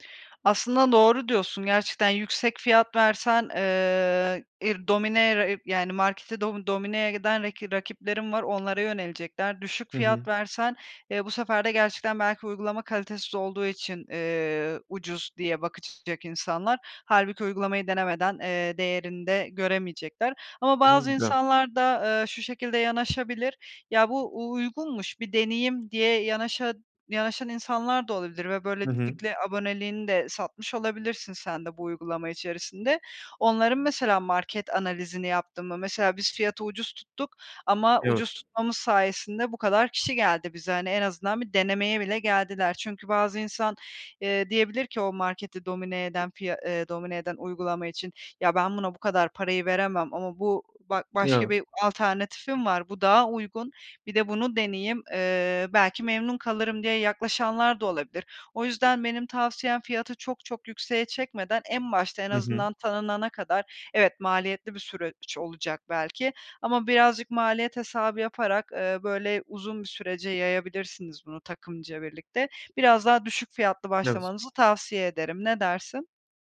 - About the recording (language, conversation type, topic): Turkish, advice, Ürün ya da hizmetim için doğru fiyatı nasıl belirleyebilirim?
- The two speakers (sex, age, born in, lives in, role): female, 30-34, Turkey, Spain, advisor; male, 20-24, Turkey, Germany, user
- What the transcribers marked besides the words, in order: other background noise; unintelligible speech; "böylelikle" said as "böyleldikle"